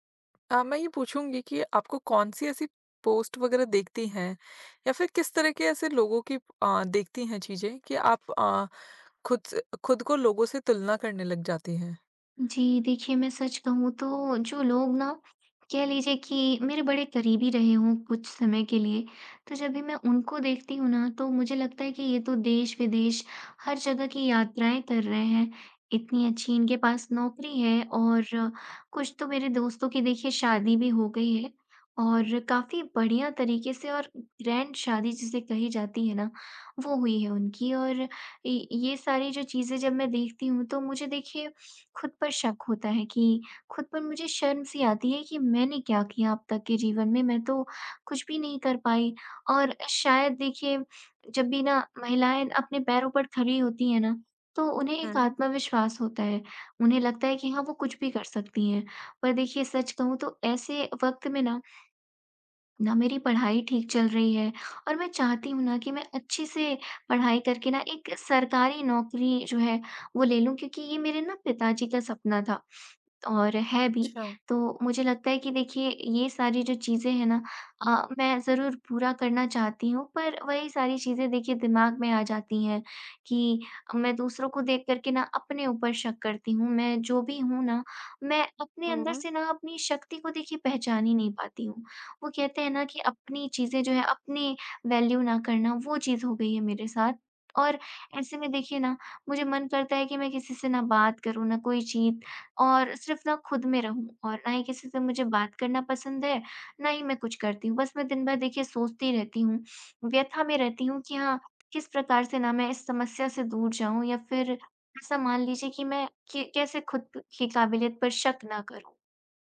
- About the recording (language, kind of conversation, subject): Hindi, advice, सोशल मीडिया पर दूसरों से तुलना करने के कारण आपको अपनी काबिलियत पर शक क्यों होने लगता है?
- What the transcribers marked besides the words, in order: in English: "ग्रैंड"; in English: "वैल्यू"; tapping